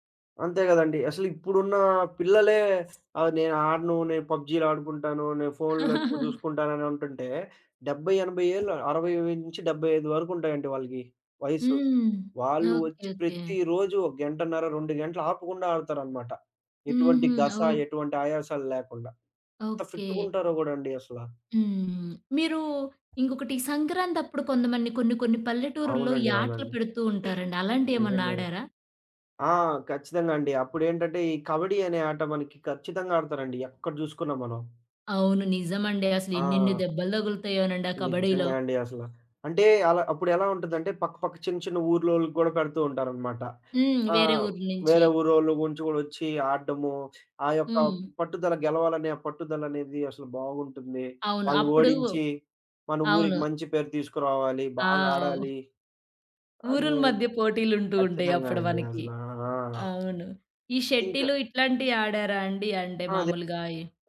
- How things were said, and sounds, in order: other background noise; chuckle; tapping
- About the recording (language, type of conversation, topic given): Telugu, podcast, సాంప్రదాయ ఆటలు చిన్నప్పుడు ఆడేవారా?
- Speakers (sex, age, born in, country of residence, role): female, 30-34, India, India, host; male, 20-24, India, India, guest